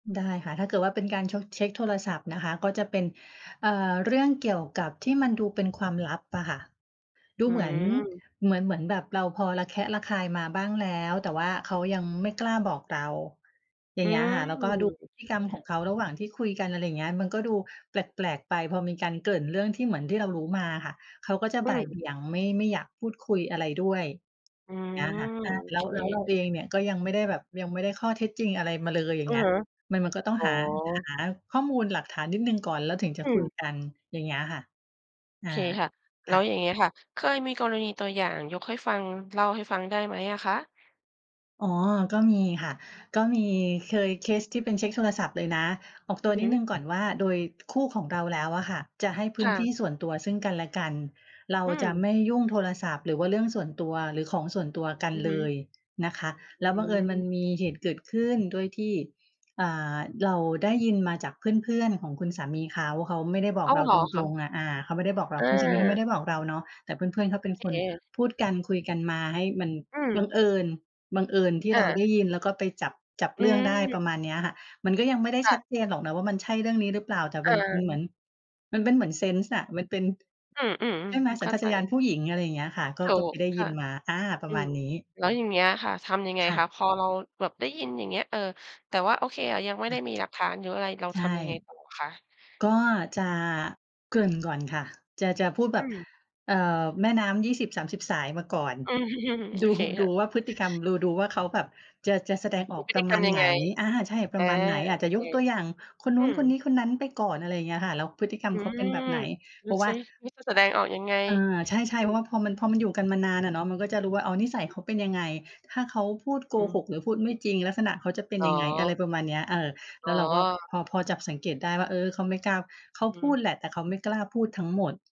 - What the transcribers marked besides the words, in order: chuckle
- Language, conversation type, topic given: Thai, podcast, เวลาอยู่ด้วยกัน คุณเลือกคุยหรือเช็กโทรศัพท์มากกว่ากัน?